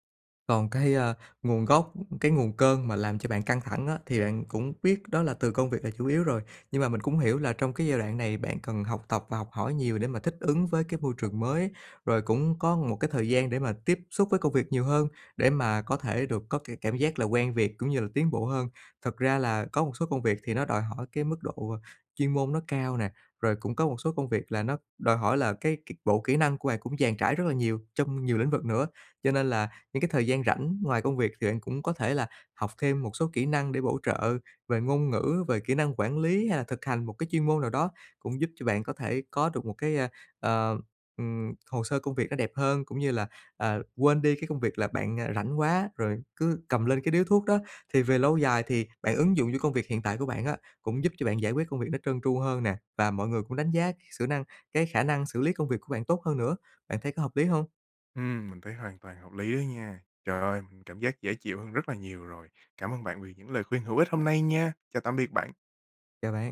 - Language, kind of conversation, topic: Vietnamese, advice, Làm thế nào để đối mặt với cơn thèm khát và kiềm chế nó hiệu quả?
- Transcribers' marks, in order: other background noise